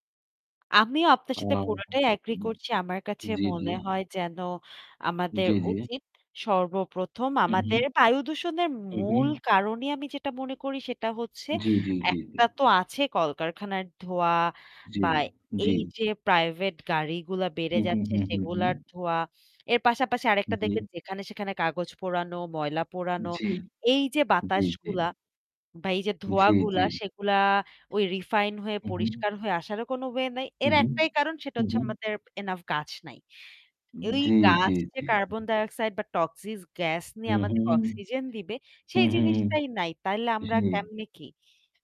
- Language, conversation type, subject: Bengali, unstructured, শহরের বায়ু দূষণ আমাদের দৈনন্দিন জীবনকে কীভাবে প্রভাবিত করে?
- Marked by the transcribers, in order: tapping; static; "টক্সিক" said as "টক্সিস"